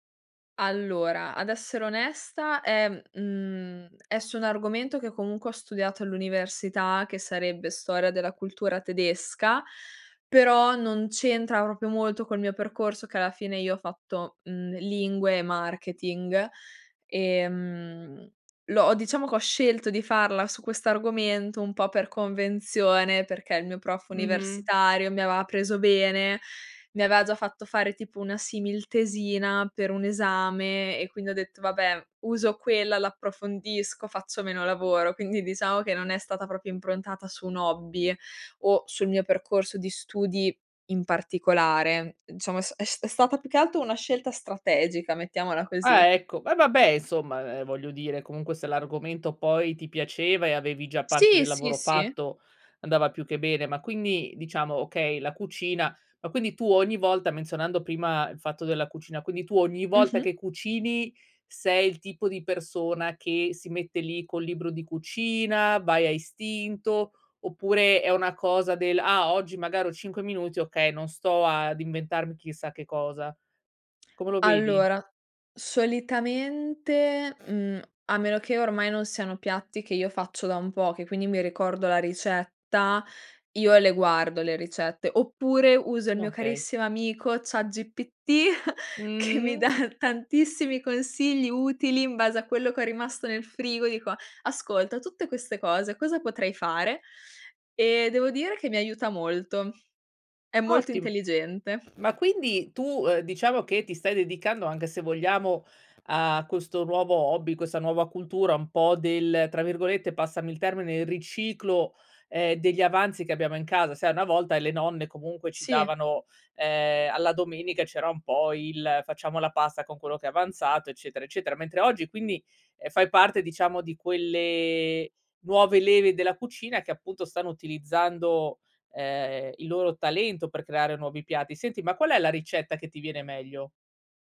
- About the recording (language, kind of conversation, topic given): Italian, podcast, Come trovi l’equilibrio tra lavoro e hobby creativi?
- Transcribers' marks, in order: "proprio" said as "propio"; "proprio" said as "propio"; other background noise; chuckle; laughing while speaking: "mi dà"; tapping